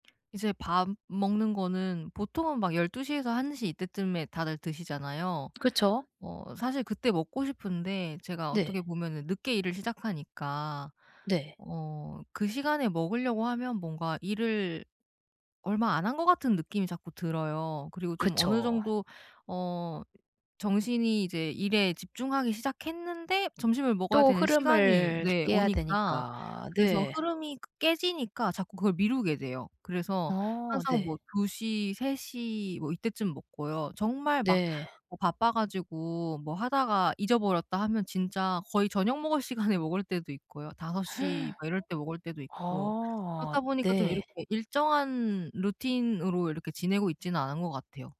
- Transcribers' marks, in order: tapping; gasp
- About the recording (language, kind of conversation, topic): Korean, advice, 하루 동안 에너지를 일정하게 유지하려면 어떻게 해야 하나요?